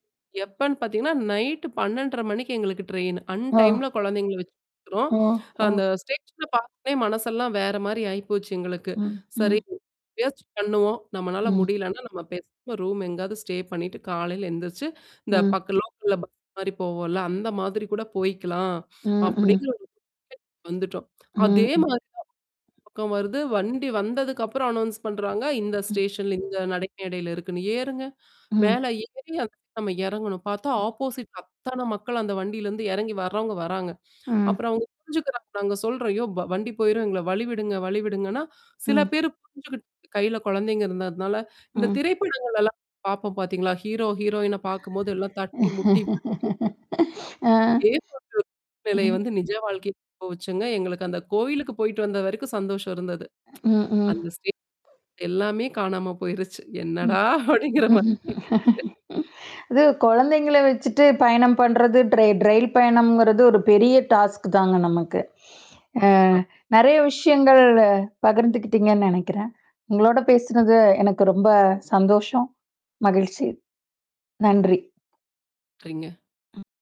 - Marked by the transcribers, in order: in English: "அன் டைம்ல"; distorted speech; in English: "ஸ்டே"; in English: "அனவுன்ஸ்"; static; in English: "ஆப்போசிட்"; other noise; breath; laughing while speaking: "ஆ. ம்"; unintelligible speech; unintelligible speech; tsk; laughing while speaking: "என்னடா அப்படிங்கிற மாரி இருந்துச்சு"; tapping; laughing while speaking: "அது குழந்தைங்கள"; in English: "டாஸ்க்"; sniff; "கிளிங்க" said as "சரிங்க"; mechanical hum
- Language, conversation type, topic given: Tamil, podcast, பேருந்து அல்லது ரயில் ரத்து செய்யப்பட்டபோது, நீங்கள் உங்கள் பயண ஏற்பாடுகளை எப்படி மாற்றினீர்கள்?